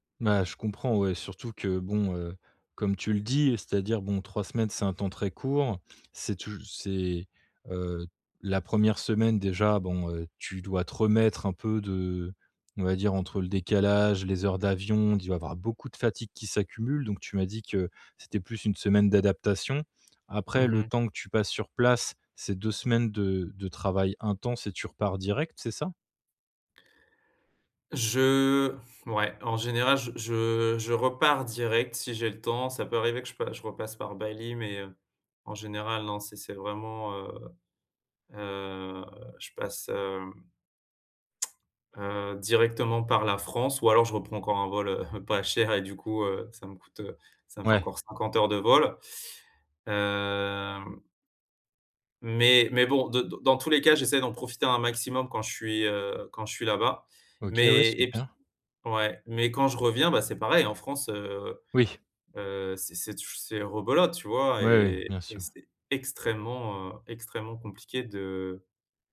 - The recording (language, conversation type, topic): French, advice, Comment vivez-vous le décalage horaire après un long voyage ?
- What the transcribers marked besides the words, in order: drawn out: "heu"; laughing while speaking: "un vol, heu, pas cher"; stressed: "extrêmement"